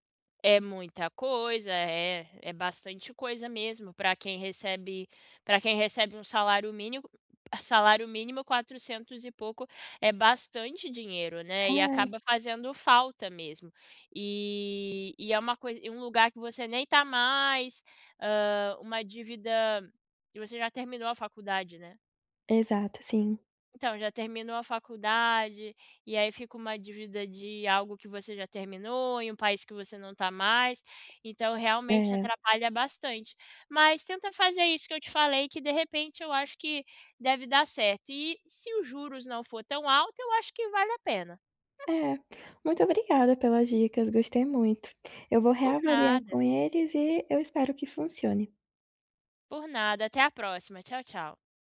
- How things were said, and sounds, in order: tapping
- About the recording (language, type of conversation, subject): Portuguese, advice, Como posso priorizar pagamentos e reduzir minhas dívidas de forma prática?